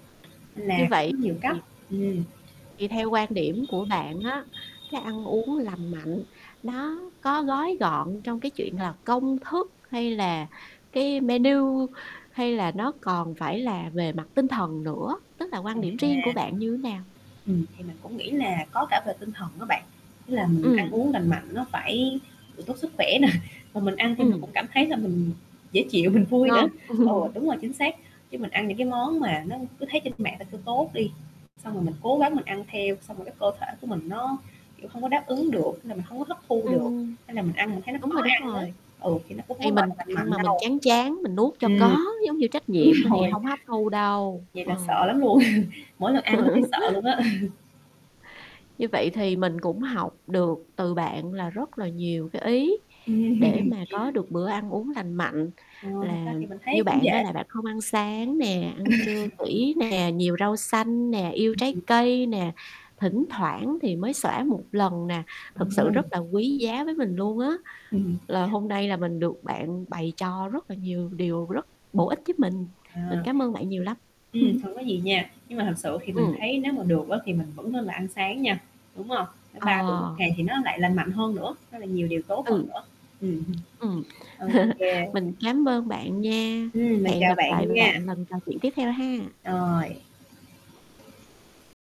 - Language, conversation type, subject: Vietnamese, podcast, Bạn có mẹo nào để ăn uống lành mạnh mà vẫn dễ áp dụng hằng ngày không?
- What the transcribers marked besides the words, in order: static; other background noise; horn; laughing while speaking: "nè"; laughing while speaking: "mình"; chuckle; tapping; other street noise; laughing while speaking: "Đúng rồi"; chuckle; chuckle; laughing while speaking: "Ừ"; distorted speech; chuckle; chuckle